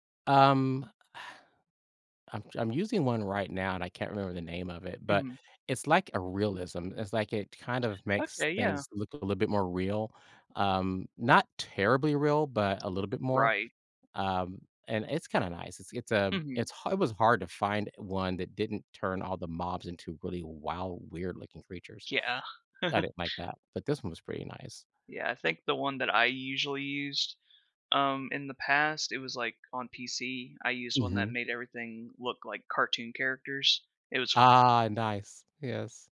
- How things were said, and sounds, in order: exhale; other background noise; chuckle
- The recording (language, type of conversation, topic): English, unstructured, How do your hobbies contribute to your overall happiness and well-being?